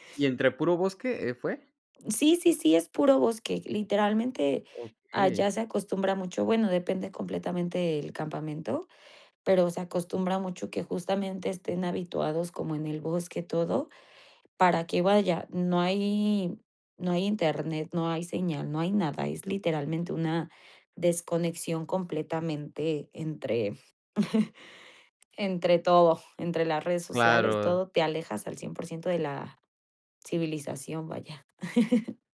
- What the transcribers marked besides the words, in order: tapping; chuckle; laugh
- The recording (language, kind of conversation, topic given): Spanish, podcast, ¿En qué viaje sentiste una conexión real con la tierra?